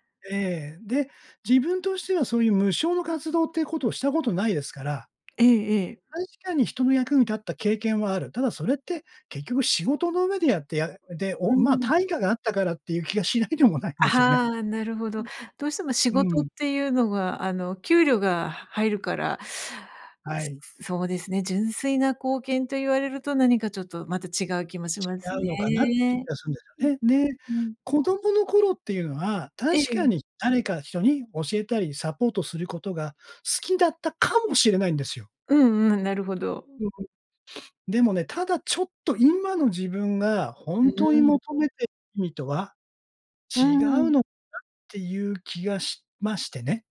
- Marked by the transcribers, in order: laughing while speaking: "気がしないでもないんですよね"; other background noise; other noise; unintelligible speech; sniff
- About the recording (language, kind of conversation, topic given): Japanese, advice, 社会貢献をしたいのですが、何から始めればよいのでしょうか？